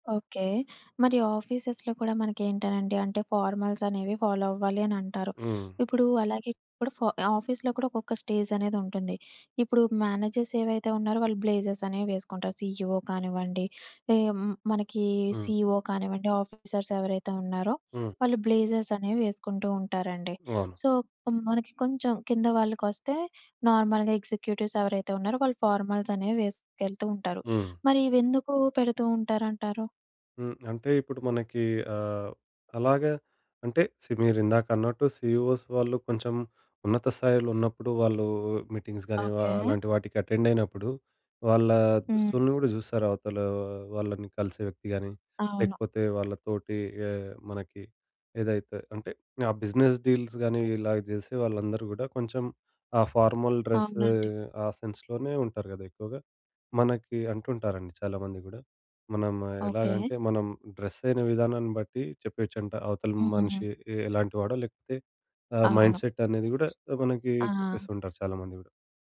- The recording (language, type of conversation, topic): Telugu, podcast, మీరు దుస్తులు ఎంచుకునే సమయంలో మీ భావోద్వేగాలు ఎంతవరకు ప్రభావం చూపుతాయి?
- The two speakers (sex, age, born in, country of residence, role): female, 25-29, India, India, host; male, 25-29, India, India, guest
- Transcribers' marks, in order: in English: "ఆఫీసెస్‌లో"; in English: "ఆఫీస్‌లో"; in English: "మేనేజర్స్"; in English: "బ్లేజర్స్"; in English: "సీఈవో"; in English: "సీఈఓ"; in English: "ఆఫీసర్స్"; in English: "బ్లేజర్స్"; in English: "సో"; in English: "నార్మల్‌గా ఎగ్జిక్యూటివ్స్"; in English: "ఫార్మల్స్"; in English: "సి"; in English: "సీఈఓస్"; in English: "మీటింగ్స్"; in English: "అటెండయినప్పుడు"; in English: "బిజినెస్ డీల్స్"; in English: "ఫార్మల్ డ్రెస్"; in English: "సెన్స్‌లోనే"; in English: "డ్రెస్"; in English: "మైండ్ సెట్"; other background noise